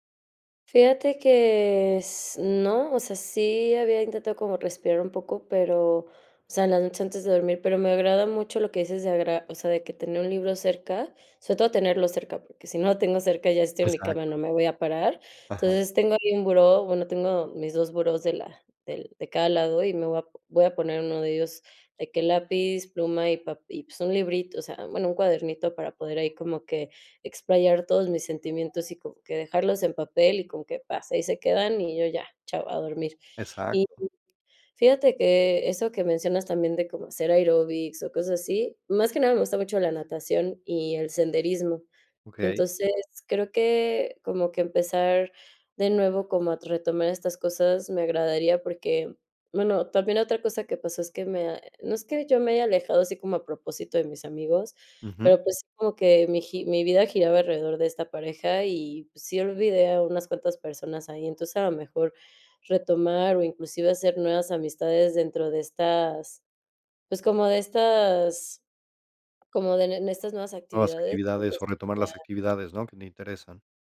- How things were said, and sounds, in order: tapping
- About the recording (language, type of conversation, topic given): Spanish, advice, ¿Cómo puedo recuperarme emocionalmente después de una ruptura reciente?